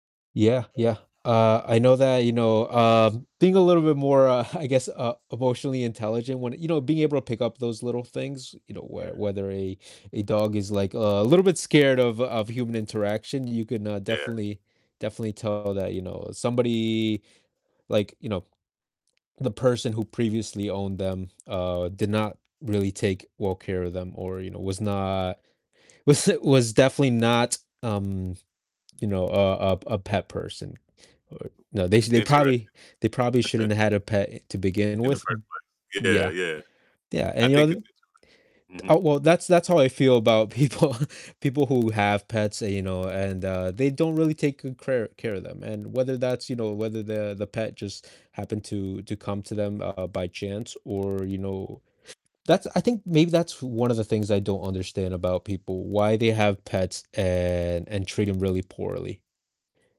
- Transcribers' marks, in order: background speech; static; tapping; laughing while speaking: "I"; distorted speech; laughing while speaking: "was"; chuckle; other background noise; laughing while speaking: "people"; "crare" said as "care"
- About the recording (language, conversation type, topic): English, unstructured, How do you feel about people abandoning pets they no longer want?